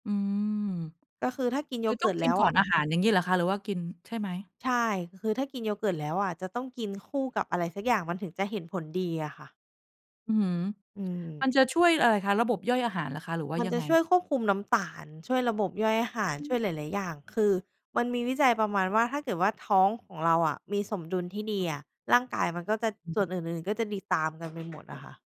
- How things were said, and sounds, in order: other background noise
- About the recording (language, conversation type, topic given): Thai, podcast, คุณควรเริ่มปรับสุขภาพของตัวเองจากจุดไหนก่อนดี?